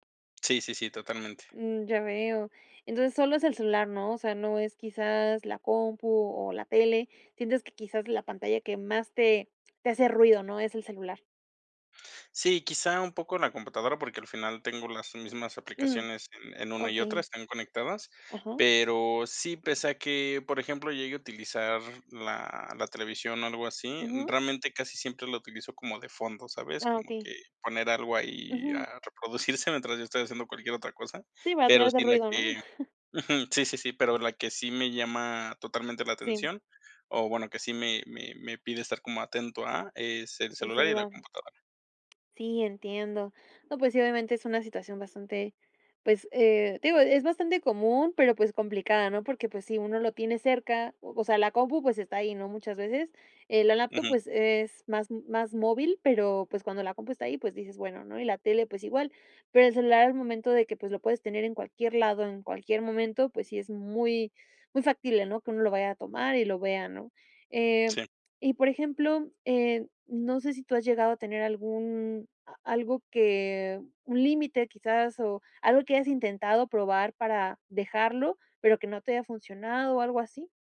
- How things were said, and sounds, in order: chuckle; chuckle
- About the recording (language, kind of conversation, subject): Spanish, advice, ¿Qué efecto tiene usar pantallas antes de dormir en tu capacidad para relajarte?